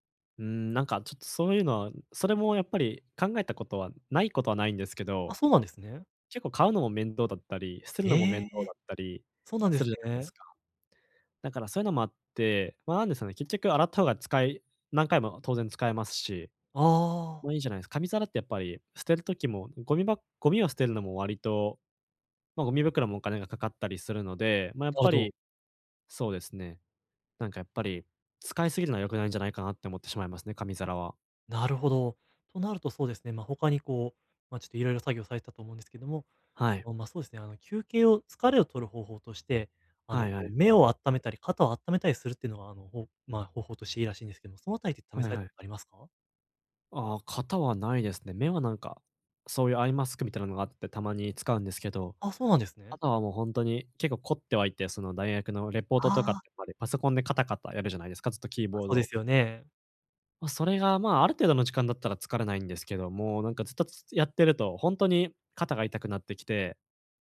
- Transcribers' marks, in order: unintelligible speech
- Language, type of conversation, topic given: Japanese, advice, 家でゆっくり休んで疲れを早く癒すにはどうすればいいですか？